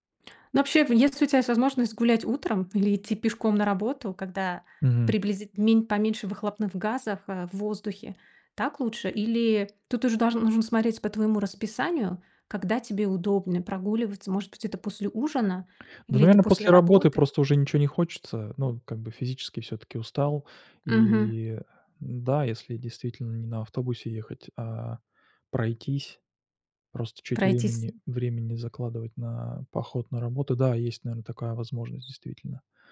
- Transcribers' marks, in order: tapping
- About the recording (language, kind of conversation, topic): Russian, advice, Как справиться со страхом повторного выгорания при увеличении нагрузки?